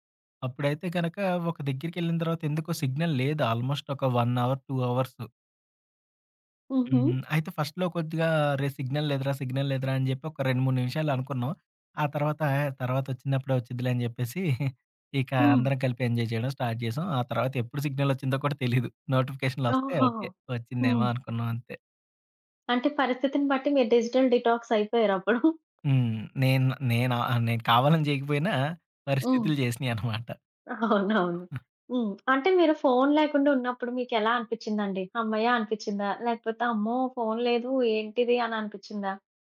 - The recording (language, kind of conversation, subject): Telugu, podcast, ఆన్‌లైన్, ఆఫ్‌లైన్ మధ్య సమతుల్యం సాధించడానికి సులభ మార్గాలు ఏవిటి?
- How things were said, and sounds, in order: in English: "సిగ్నల్"; in English: "ఆల్మోస్ట్"; in English: "వన్ హౌర్ టూ"; in English: "ఫస్ట్‌లో"; in English: "సిగ్నల్"; in English: "సిగ్నల్"; chuckle; in English: "ఎంజాయ్"; in English: "స్టార్ట్"; in English: "సిగ్నల్"; in English: "డిజిటల్ డీటాక్స్"; chuckle; chuckle